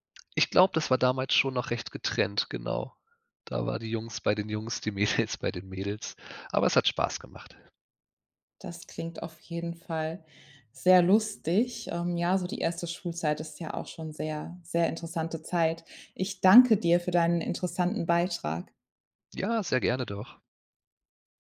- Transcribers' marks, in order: laughing while speaking: "Mädels"
- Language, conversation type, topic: German, podcast, Kannst du von deinem ersten Schultag erzählen?